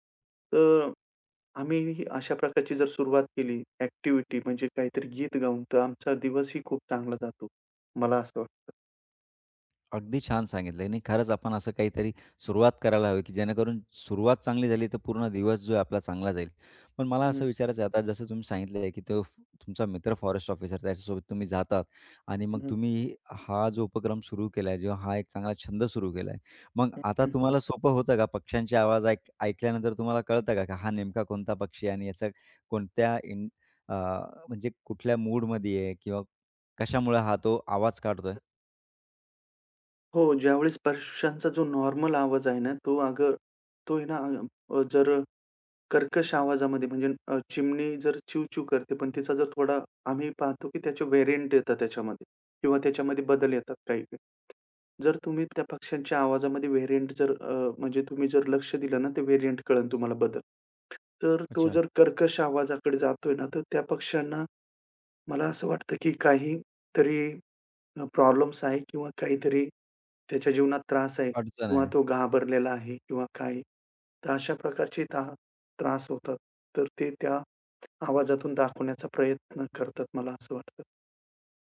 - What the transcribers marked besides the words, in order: other background noise; tapping; in English: "व्हेरियंट"; in English: "व्हेरियंट"; in English: "व्हेरियंट"
- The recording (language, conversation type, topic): Marathi, podcast, पक्ष्यांच्या आवाजांवर लक्ष दिलं तर काय बदल होतो?